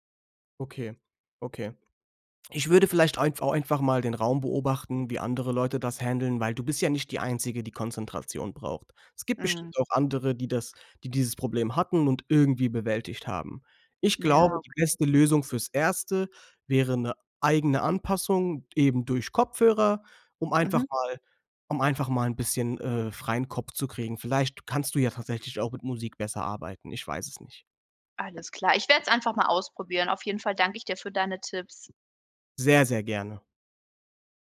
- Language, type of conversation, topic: German, advice, Wie kann ich in einem geschäftigen Büro ungestörte Zeit zum konzentrierten Arbeiten finden?
- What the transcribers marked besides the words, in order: in English: "handeln"; stressed: "eigene"